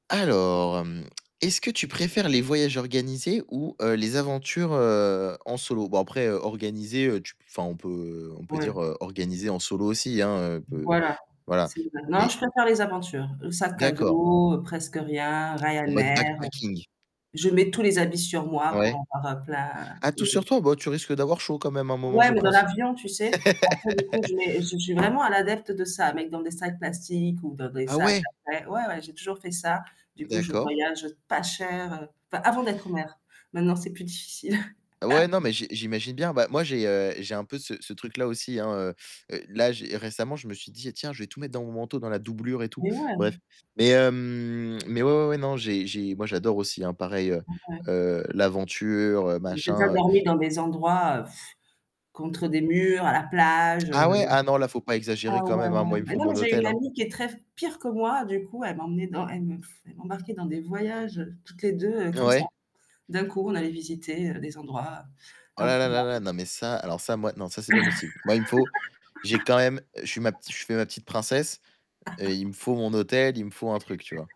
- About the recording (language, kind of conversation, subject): French, unstructured, Préférez-vous les voyages organisés ou l’aventure en solo ?
- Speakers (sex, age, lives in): female, 35-39, Portugal; male, 20-24, France
- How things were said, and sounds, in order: static; distorted speech; in English: "backpacking ?"; tapping; laugh; other background noise; laugh; drawn out: "hem"; sigh; blowing; laugh; laugh